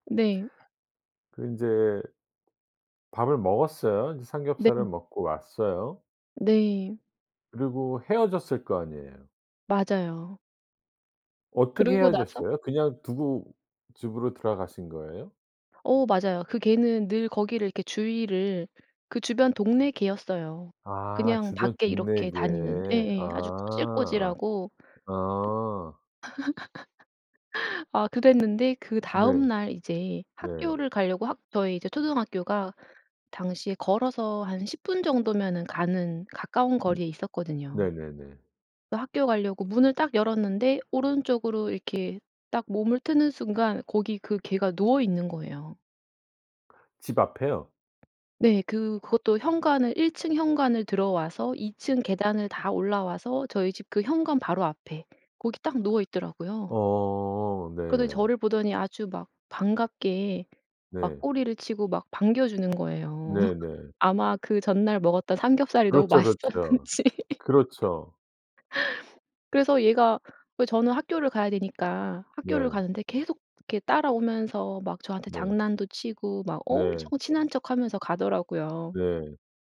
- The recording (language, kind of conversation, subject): Korean, podcast, 어릴 때 가장 소중했던 기억은 무엇인가요?
- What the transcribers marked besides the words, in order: other background noise; laugh; tapping; laugh; laughing while speaking: "맛있었는지"; laugh